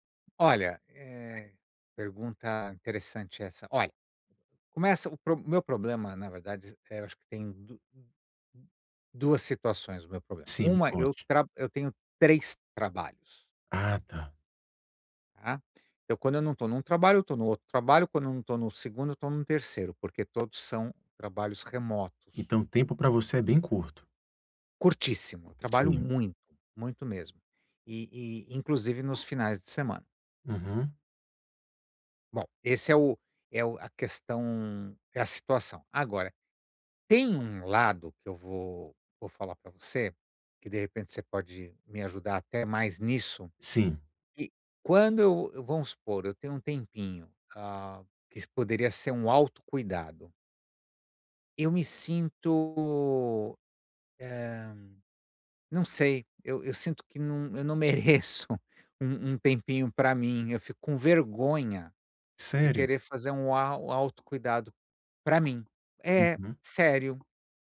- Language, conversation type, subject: Portuguese, advice, Como posso reservar tempo regular para o autocuidado na minha agenda cheia e manter esse hábito?
- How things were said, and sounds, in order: laughing while speaking: "mereço"